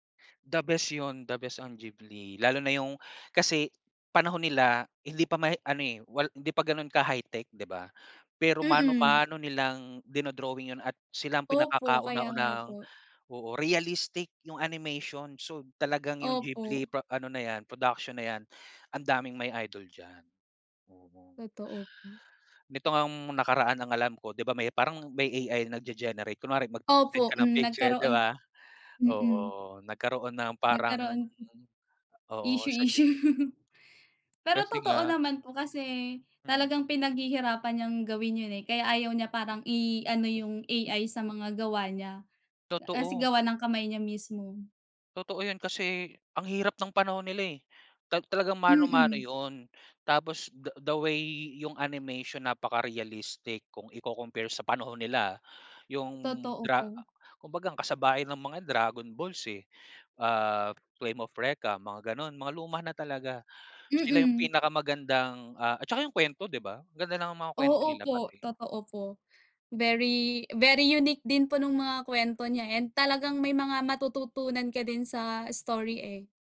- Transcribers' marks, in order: laughing while speaking: "issue"; laugh; tapping
- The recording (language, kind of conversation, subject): Filipino, unstructured, Ano ang paborito mong klase ng sining at bakit?